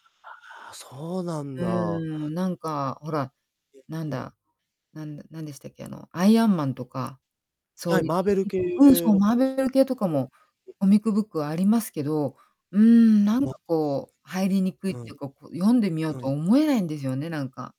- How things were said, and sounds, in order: distorted speech; static
- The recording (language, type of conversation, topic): Japanese, podcast, 漫画やアニメの魅力は何だと思いますか？